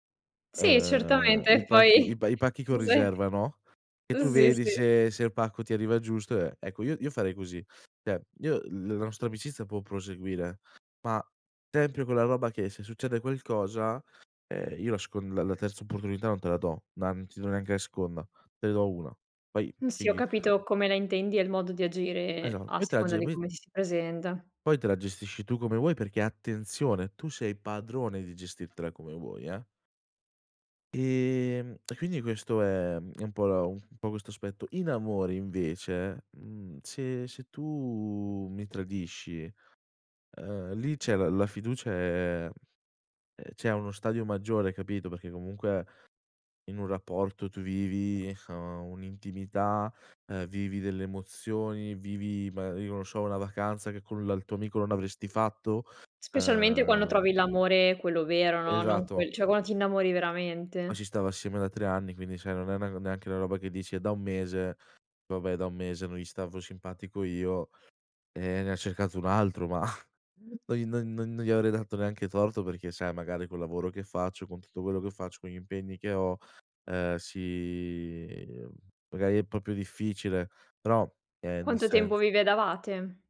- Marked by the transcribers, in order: chuckle; "Cioè" said as "ceh"; unintelligible speech; tsk; "cioè" said as "ceh"; chuckle; "vedevate" said as "vedavate"
- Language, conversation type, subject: Italian, podcast, Qual è la canzone che più ti rappresenta?